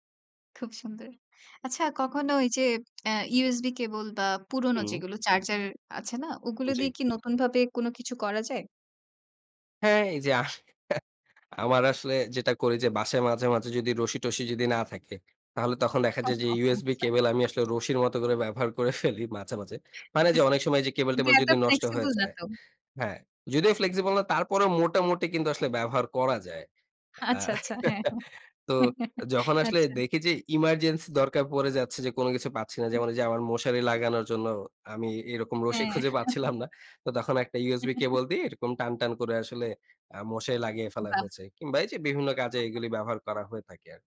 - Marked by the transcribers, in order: other background noise; chuckle; chuckle; laughing while speaking: "ফেলি"; chuckle; laughing while speaking: "আচ্ছা, আচ্ছা। হ্যাঁ, হ্যাঁ"; chuckle; chuckle; chuckle
- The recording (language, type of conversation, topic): Bengali, podcast, ব্যবহৃত জিনিসপত্র আপনি কীভাবে আবার কাজে লাগান, আর আপনার কৌশলগুলো কী?